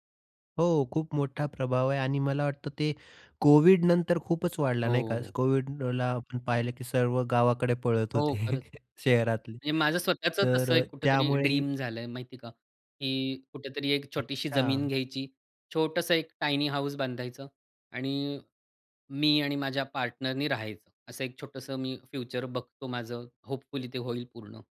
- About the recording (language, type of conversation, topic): Marathi, podcast, डिजिटल जगामुळे तुमची स्वतःची ओळख आणि आत्मप्रतिमा कशी बदलली आहे?
- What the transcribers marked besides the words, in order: chuckle; in English: "टायनी"; in English: "होपफुली"